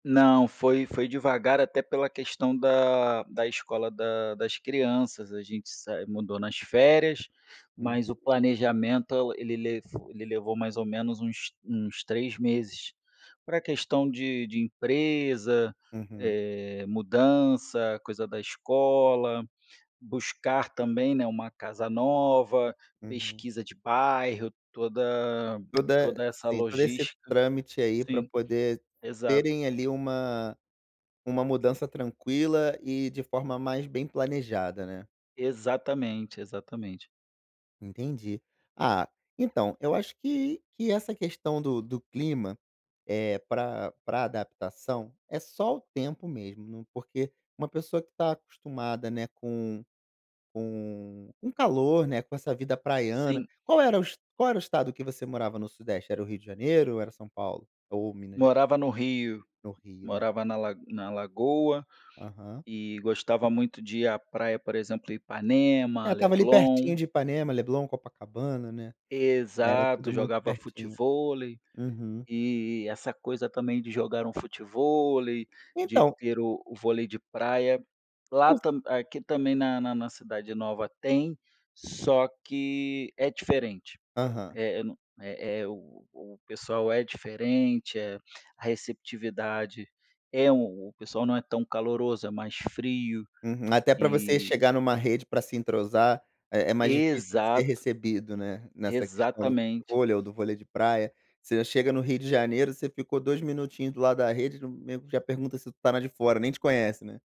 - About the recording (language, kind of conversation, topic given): Portuguese, advice, Como posso recomeçar os meus hábitos após um período de mudança ou viagem?
- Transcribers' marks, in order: tongue click; other background noise